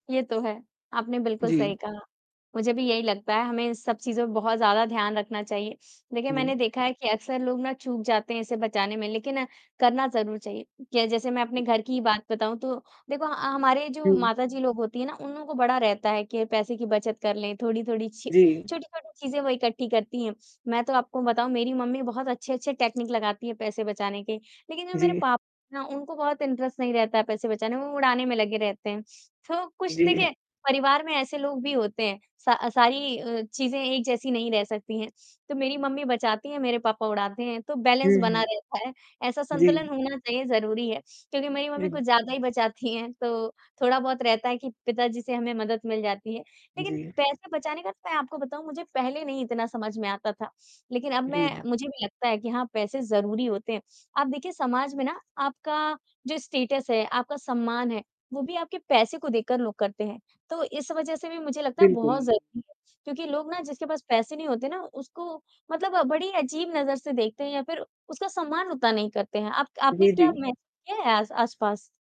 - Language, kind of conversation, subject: Hindi, unstructured, आपको पैसे की बचत क्यों ज़रूरी लगती है?
- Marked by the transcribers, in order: static; sniff; distorted speech; tapping; sniff; in English: "टेक्निक"; other background noise; in English: "इंटरेस्ट"; in English: "बैलेंस"; laughing while speaking: "हैं"; in English: "स्टेटस"